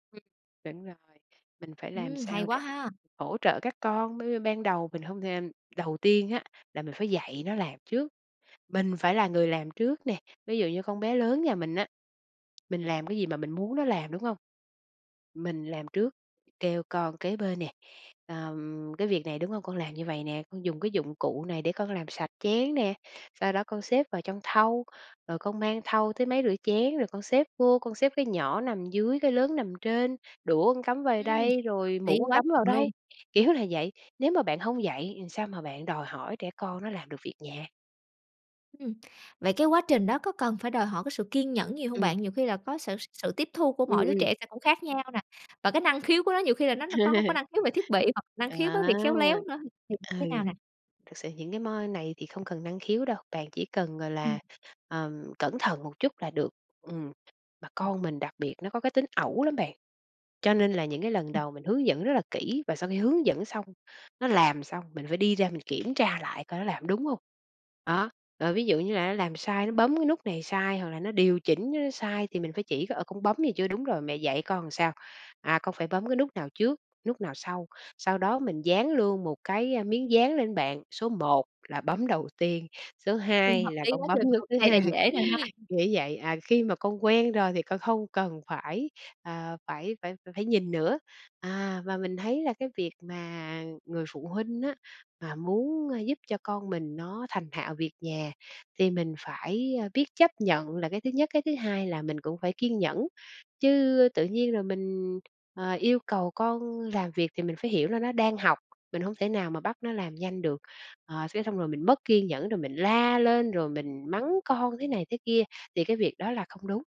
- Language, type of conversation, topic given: Vietnamese, podcast, Bạn chia công việc nhà với người khác như thế nào?
- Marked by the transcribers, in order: tapping; chuckle; other background noise; "làm" said as "ừn"